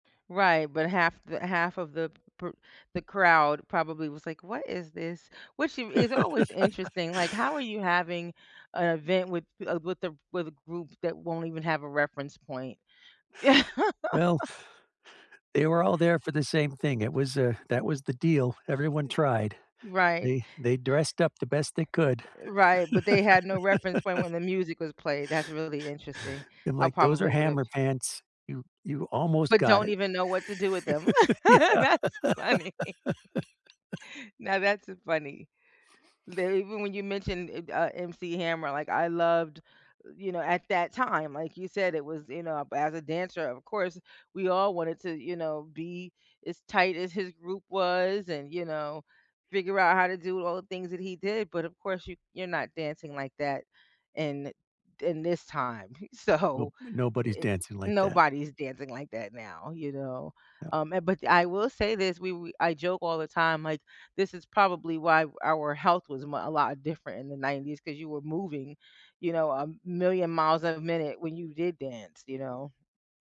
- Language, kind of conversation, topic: English, unstructured, What song instantly puts you in a good mood?
- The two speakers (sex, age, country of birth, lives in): female, 50-54, United States, United States; male, 55-59, United States, United States
- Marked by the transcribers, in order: laugh; laugh; other background noise; laugh; laugh; laughing while speaking: "funny"; laugh; laughing while speaking: "Yeah"; laugh; sniff; chuckle; laughing while speaking: "So"